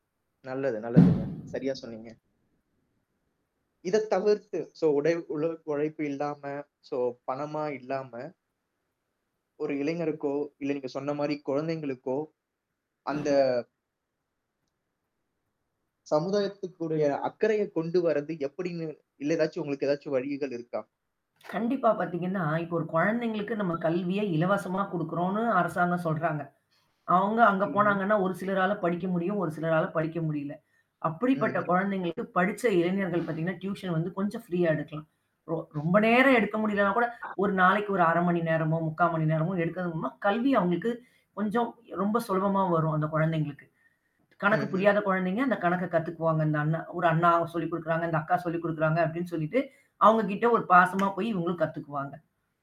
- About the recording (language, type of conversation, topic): Tamil, podcast, ஒரு சமூகத்தில் செய்யப்படும் சிறிய உதவிகள் எப்படி பெரிய மாற்றத்தை உருவாக்கும் என்று நீங்கள் நினைக்கிறீர்கள்?
- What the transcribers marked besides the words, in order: mechanical hum; door; distorted speech; in English: "சோ"; in English: "சோ"; static; horn; other background noise; tapping; in English: "ஃப்ரீயா"; other noise